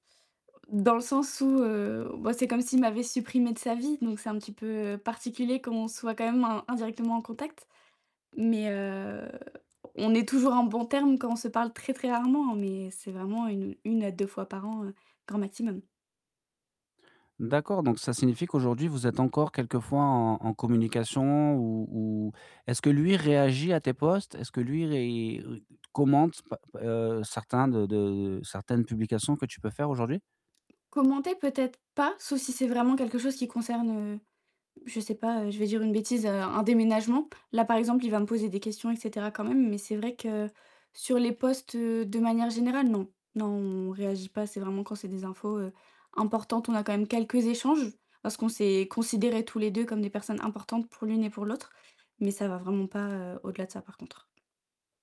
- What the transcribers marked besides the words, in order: static; distorted speech; background speech; stressed: "pas"
- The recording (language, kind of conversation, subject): French, advice, Comment puis-je rebondir après un rejet et retrouver rapidement confiance en moi ?